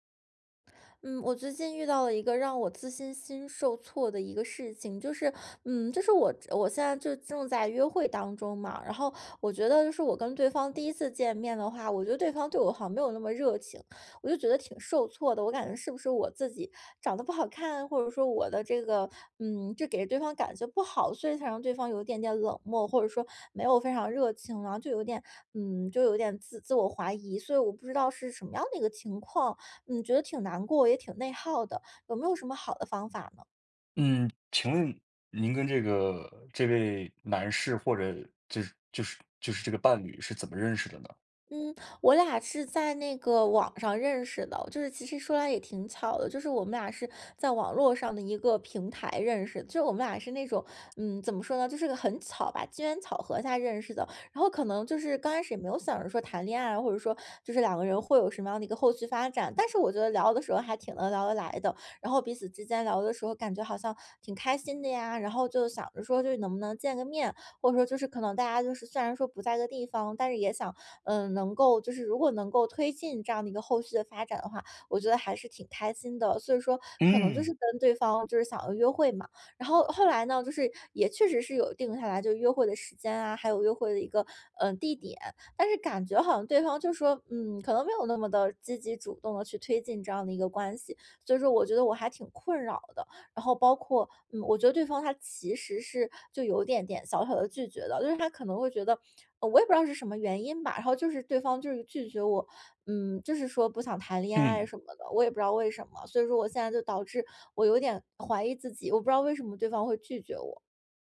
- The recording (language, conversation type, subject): Chinese, advice, 刚被拒绝恋爱或约会后，自信受损怎么办？
- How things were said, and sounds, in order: none